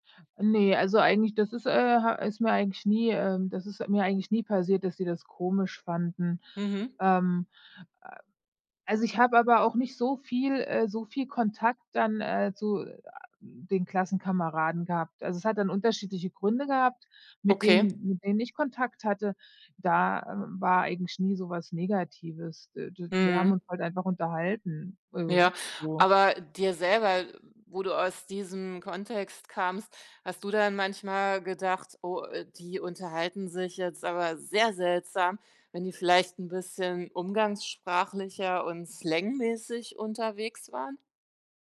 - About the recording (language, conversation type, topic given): German, podcast, Wie hat die Sprache in deiner Familie deine Identität geprägt?
- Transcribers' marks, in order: other background noise; stressed: "sehr"